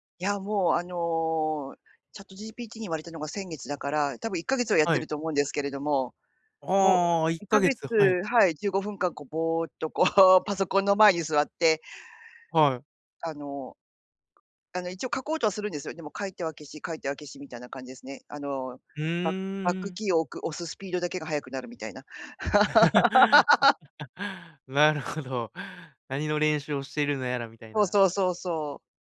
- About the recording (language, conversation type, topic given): Japanese, advice, 毎日短時間でも創作を続けられないのはなぜですか？
- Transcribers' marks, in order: laugh; laughing while speaking: "なるほど"; laugh